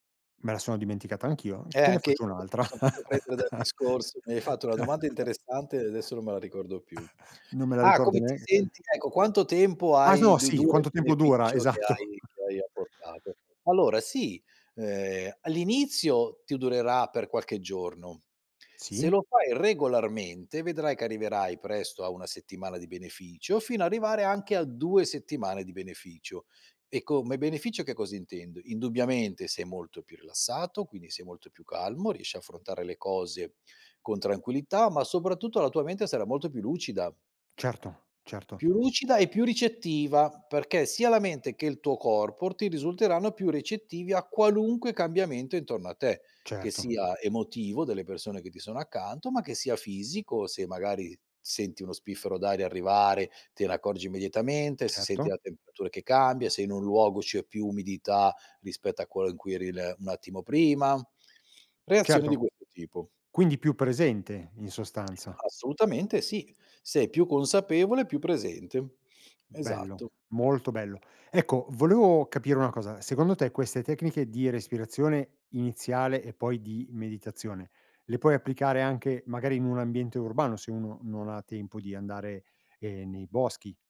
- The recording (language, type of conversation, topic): Italian, podcast, Come puoi usare il respiro per restare calmo mentre sei immerso nella natura?
- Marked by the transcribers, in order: other background noise; laugh; tapping; chuckle